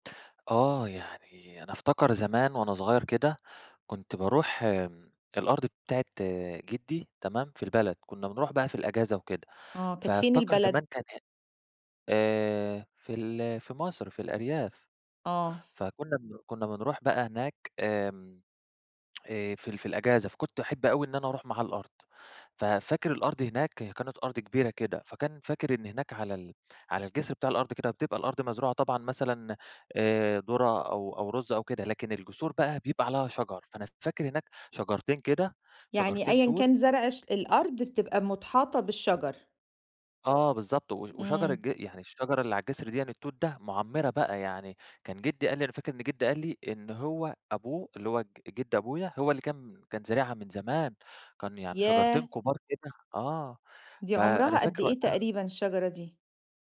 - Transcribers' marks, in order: none
- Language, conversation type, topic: Arabic, podcast, فيه نبتة أو شجرة بتحسي إن ليكي معاها حكاية خاصة؟